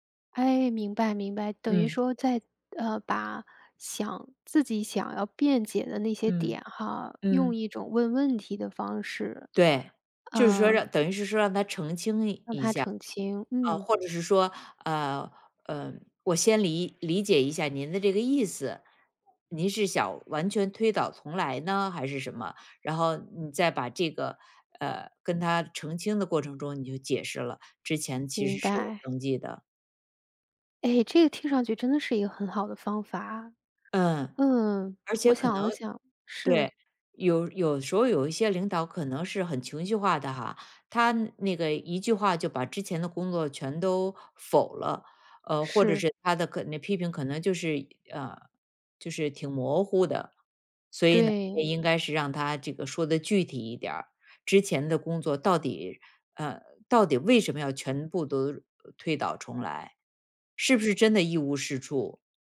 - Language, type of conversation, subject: Chinese, advice, 接到批评后我该怎么回应？
- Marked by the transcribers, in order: none